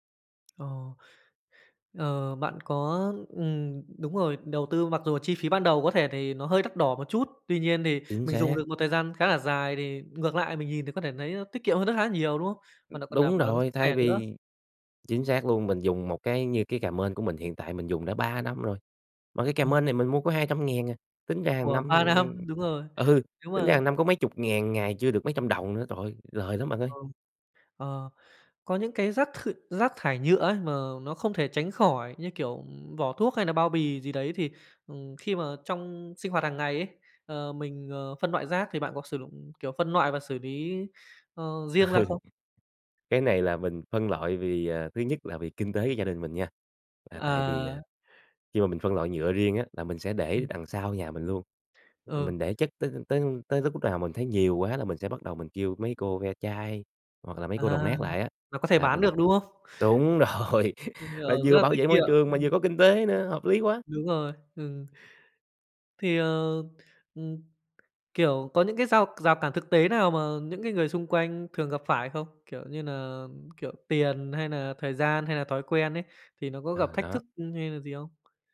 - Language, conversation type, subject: Vietnamese, podcast, Nói thật, bạn sẽ làm gì để giảm rác thải nhựa hằng ngày?
- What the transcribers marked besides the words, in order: tapping; other background noise; laughing while speaking: "ừ"; laughing while speaking: "năm"; "dụng" said as "lụng"; "lý" said as "ný"; laughing while speaking: "Ừ"; laughing while speaking: "rồi"; unintelligible speech